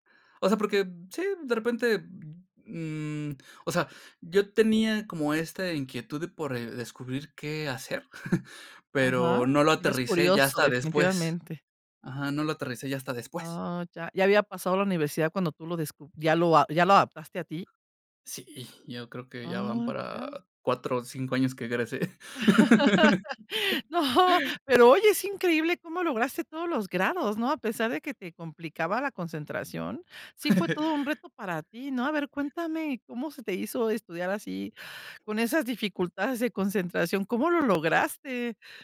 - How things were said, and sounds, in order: chuckle; other background noise; laugh; chuckle
- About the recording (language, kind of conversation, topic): Spanish, podcast, ¿Qué sonidos de la naturaleza te ayudan más a concentrarte?